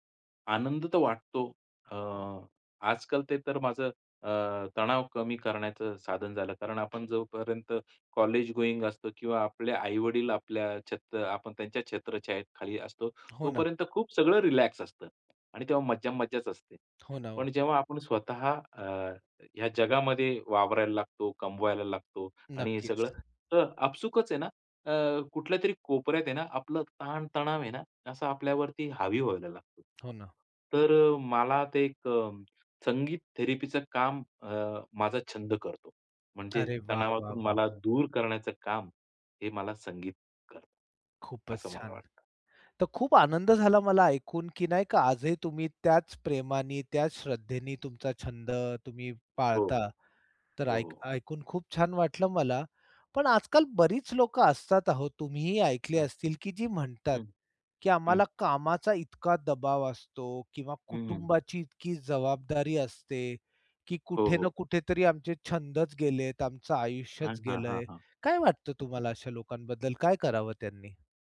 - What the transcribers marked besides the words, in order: other noise; in English: "गोइंग"; tapping
- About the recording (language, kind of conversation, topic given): Marathi, podcast, तणावात तुम्हाला कोणता छंद मदत करतो?